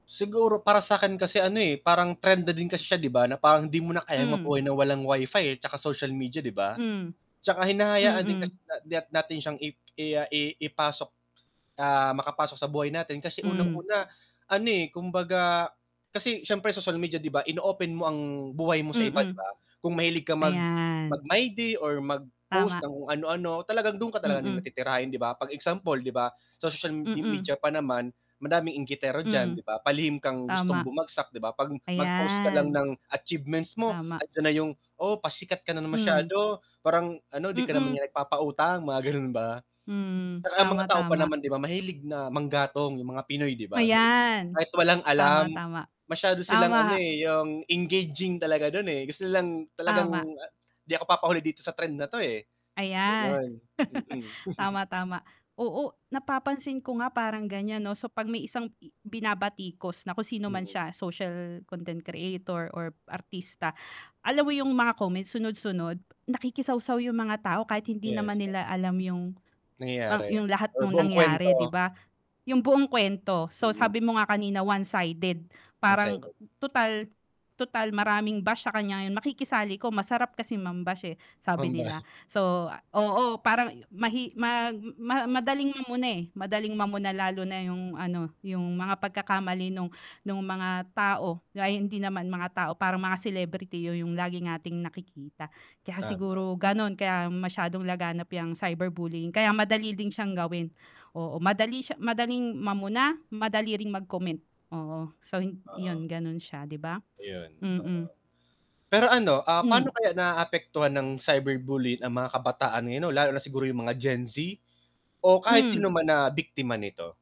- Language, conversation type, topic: Filipino, unstructured, Ano ang masasabi mo tungkol sa cyberbullying na dulot ng teknolohiya?
- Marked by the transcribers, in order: mechanical hum; tapping; static; drawn out: "ayan"; drawn out: "Ayan"; other background noise; chuckle; distorted speech